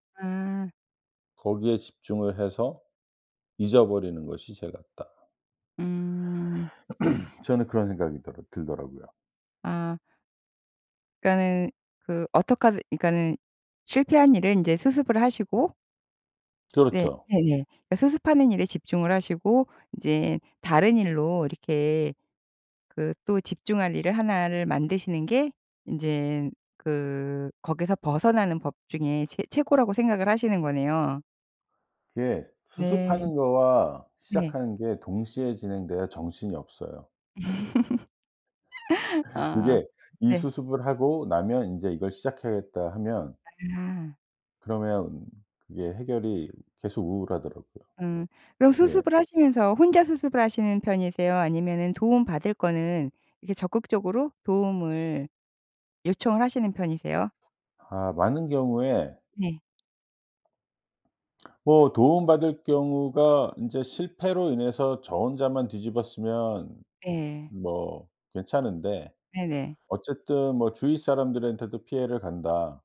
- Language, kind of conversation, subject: Korean, podcast, 실패로 인한 죄책감은 어떻게 다스리나요?
- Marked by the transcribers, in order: throat clearing; other background noise; laugh